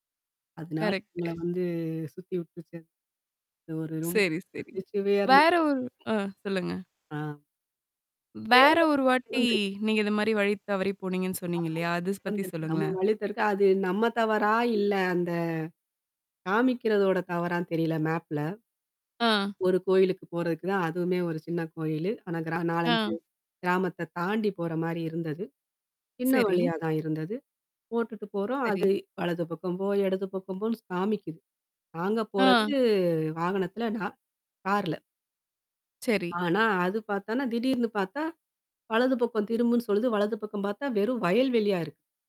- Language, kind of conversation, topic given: Tamil, podcast, வழி தெரியாமல் திசைத் தவறியதால் ஏற்பட்ட ஒரு வேடிக்கையான குழப்பத்தை நீங்கள் நகைச்சுவையாகச் சொல்ல முடியுமா?
- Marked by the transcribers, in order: static; other background noise; drawn out: "வந்து"; distorted speech; other noise; unintelligible speech; unintelligible speech; "அது" said as "அதுஸ்"; unintelligible speech; in English: "மேப்ல"; tapping; drawn out: "போறது"